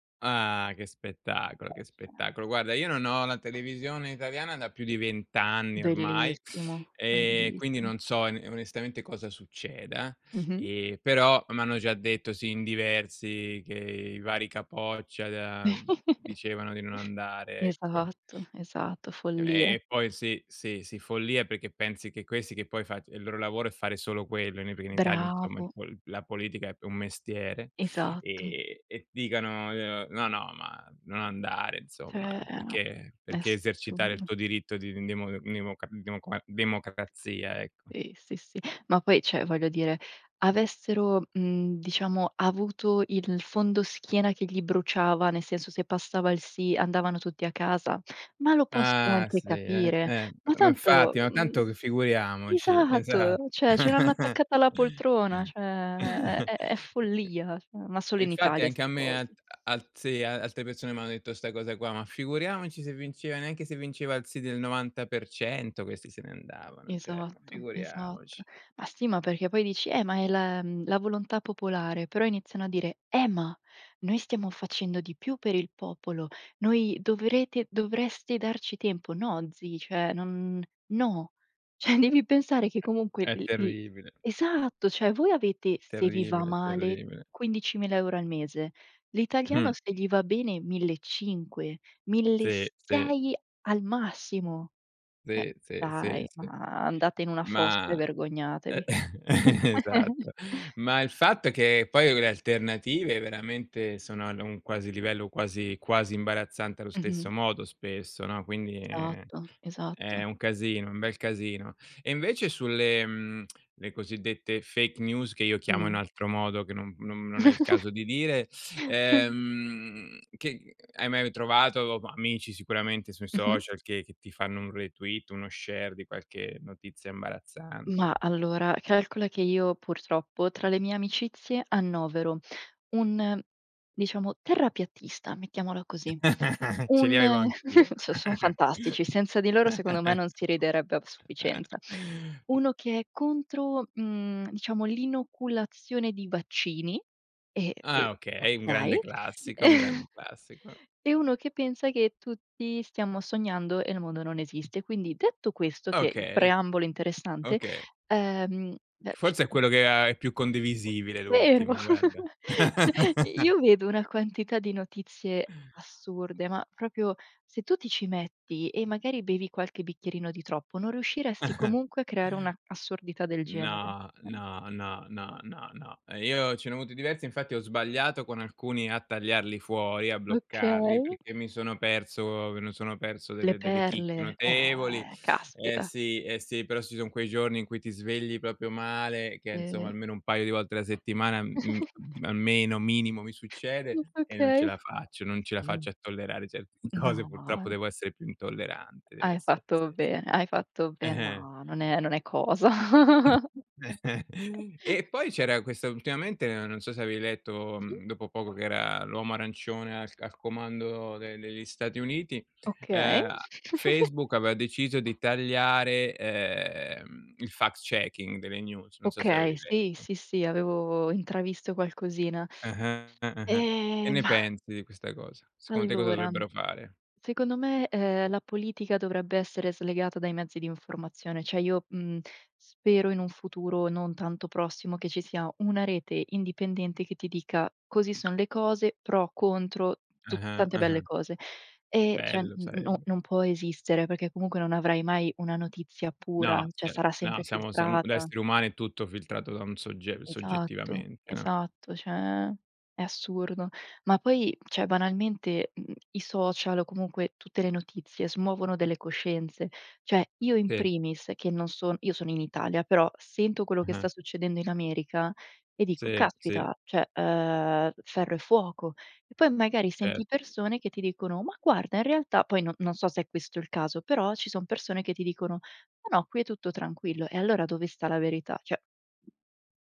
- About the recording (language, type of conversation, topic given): Italian, unstructured, Come pensi che i social media influenzino le notizie quotidiane?
- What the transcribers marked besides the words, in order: unintelligible speech; chuckle; "Cioè" said as "ceh"; tapping; "cioè" said as "ceh"; other background noise; "Cioè" said as "ceh"; laughing while speaking: "esat"; chuckle; "Cioè" said as "ceh"; "cioè" said as "ceh"; "cioè" said as "ceh"; laughing while speaking: "ceh"; "Cioè" said as "ceh"; "Cioè" said as "ceh"; chuckle; chuckle; "Cioè" said as "ceh"; chuckle; lip smack; in English: "fake news"; giggle; in English: "share"; scoff; chuckle; scoff; chuckle; chuckle; unintelligible speech; laugh; laugh; "proprio" said as "propio"; chuckle; drawn out: "eh"; "proprio" said as "propio"; chuckle; other noise; laughing while speaking: "cose"; laughing while speaking: "Eh-eh"; chuckle; laugh; chuckle; in English: "fact checking"; in English: "news"; "Secondo" said as "secon"; "Cioè" said as "ceh"; "cioè" said as "ceh"; "cioè" said as "ceh"; "Cioè" said as "ceh"; "cioè" said as "ceh"; "Cioè" said as "ceh"; in Latin: "in primis"; "cioè" said as "ceh"; "Cioè" said as "ceh"